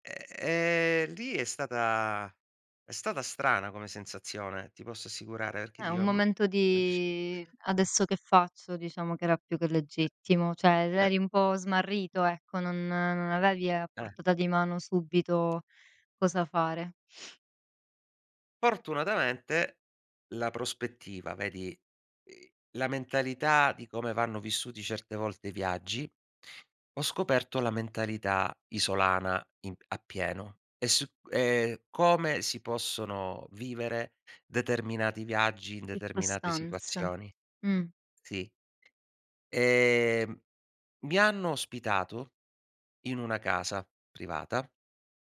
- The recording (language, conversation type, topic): Italian, podcast, Qual è un’esperienza a contatto con la natura che ti ha fatto vedere le cose in modo diverso?
- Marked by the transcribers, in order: "perché" said as "rché"; unintelligible speech; other noise; "cioè" said as "ceh"; tapping; "Fortunatamente" said as "ortunatamente"; "Circostanze" said as "iccostanze"; other background noise